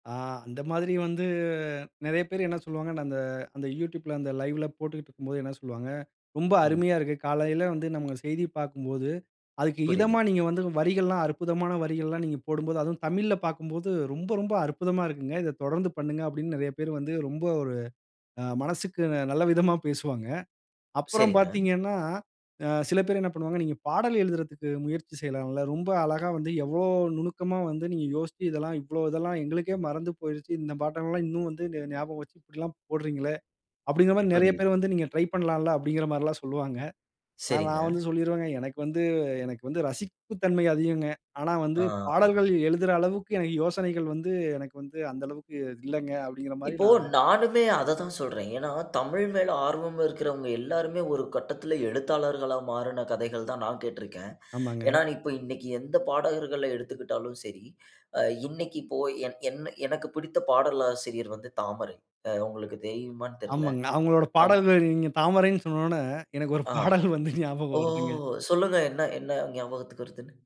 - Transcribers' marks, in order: laughing while speaking: "எனக்கு ஒரு பாடல் வந்து ஞாபகம் வருதுங்க"
- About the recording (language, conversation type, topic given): Tamil, podcast, இந்த ஆர்வத்தைப் பின்தொடர நீங்கள் எந்தத் திறன்களை கற்றுக்கொண்டீர்கள்?